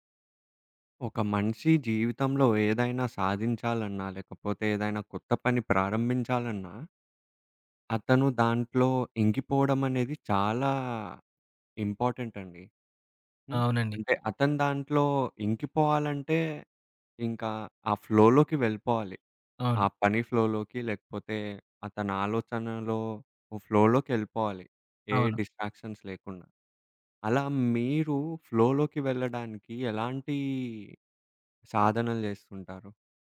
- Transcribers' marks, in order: in English: "ఇంపార్టెంట్"; in English: "ఫ్లోలోకి"; in English: "ఫ్లోలోకి"; in English: "ఫ్లోలోకెళ్ళిపోవాలి"; in English: "డిస్ట్రాక్షన్స్"; in English: "ఫ్లోలోకి"
- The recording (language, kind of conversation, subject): Telugu, podcast, ఫ్లోలోకి మీరు సాధారణంగా ఎలా చేరుకుంటారు?